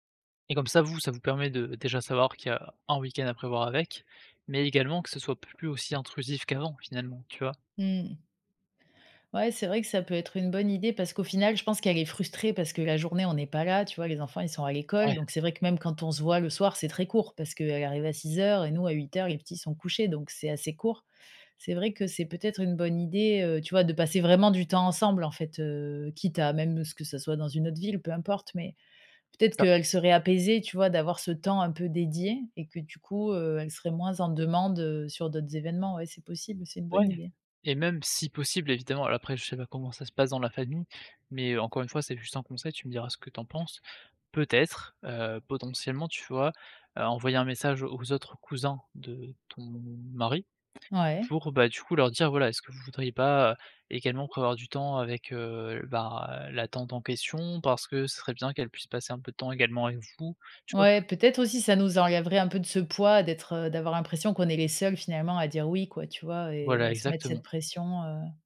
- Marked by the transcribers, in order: stressed: "un"; tapping
- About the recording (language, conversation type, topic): French, advice, Comment puis-je poser des limites à une famille intrusive ?
- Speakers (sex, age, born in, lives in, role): female, 35-39, France, France, user; male, 20-24, France, France, advisor